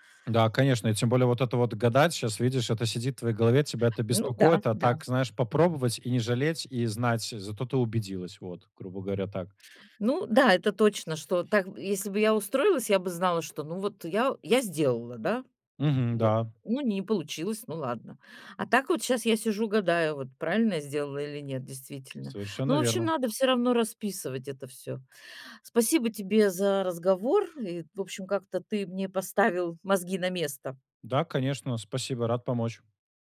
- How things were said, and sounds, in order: other background noise; tapping
- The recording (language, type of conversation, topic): Russian, advice, Как мне лучше сочетать разум и интуицию при принятии решений?